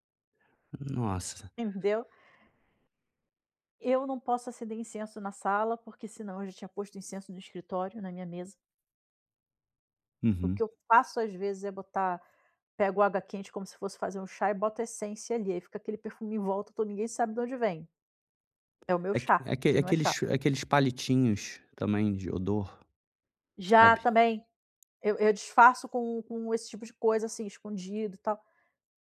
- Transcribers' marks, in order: tapping
- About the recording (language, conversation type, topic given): Portuguese, advice, Como posso dar um feedback honesto sem parecer agressivo?